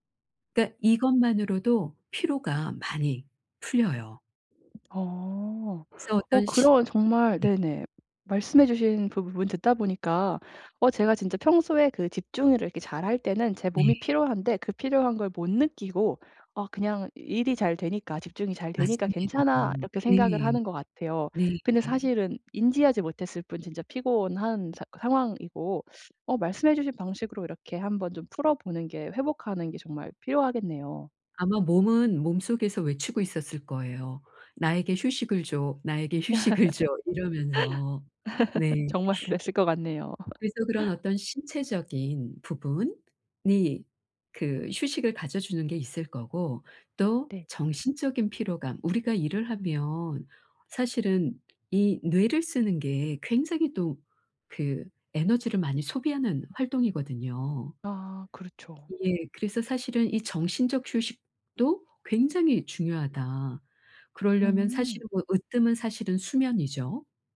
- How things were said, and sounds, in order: tapping; laugh; laughing while speaking: "정말 그랬을"; laughing while speaking: "휴식을"; other background noise; laugh
- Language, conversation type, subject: Korean, advice, 긴 작업 시간 동안 피로를 관리하고 에너지를 유지하기 위한 회복 루틴을 어떻게 만들 수 있을까요?